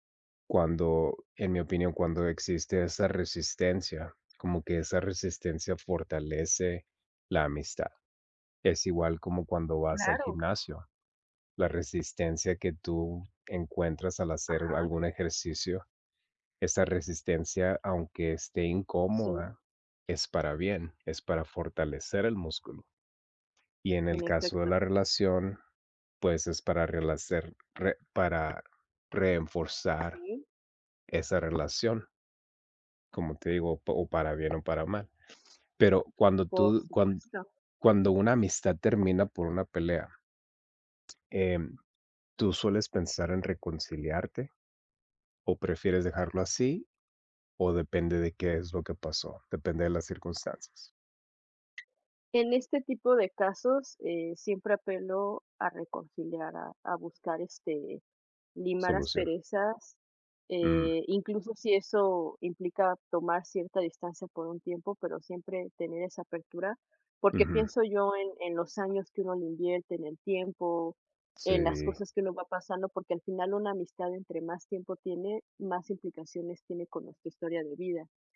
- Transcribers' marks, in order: other background noise
- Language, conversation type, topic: Spanish, unstructured, ¿Has perdido una amistad por una pelea y por qué?